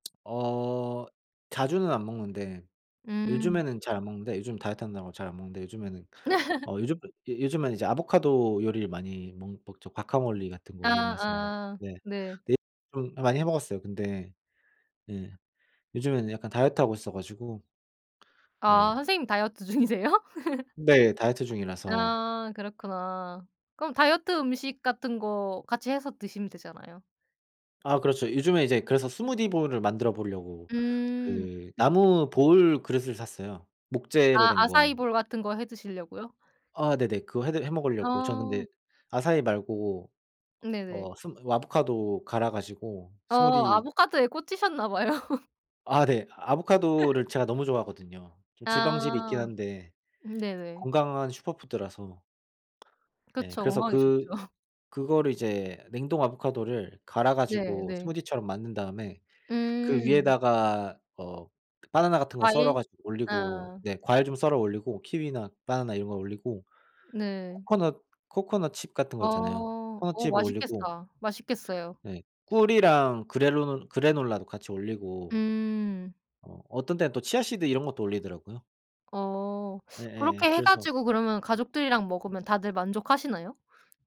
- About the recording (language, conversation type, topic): Korean, unstructured, 가족과 함께 먹었던 음식 중에서 가장 기억에 남는 요리는 무엇인가요?
- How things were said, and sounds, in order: tapping; laugh; laughing while speaking: "중이세요?"; laugh; other background noise; laugh; laugh; "맛있겠다" said as "맛있겠사"